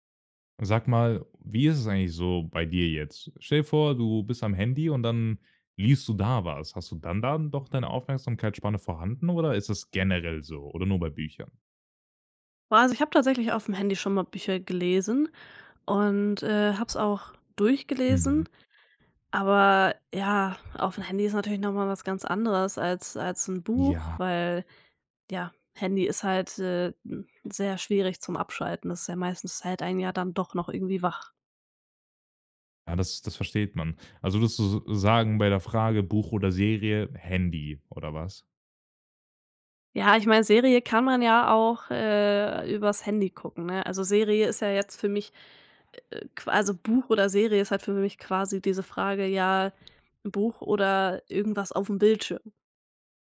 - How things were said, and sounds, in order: stressed: "da"; stressed: "generell"
- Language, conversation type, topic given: German, podcast, Welches Medium hilft dir besser beim Abschalten: Buch oder Serie?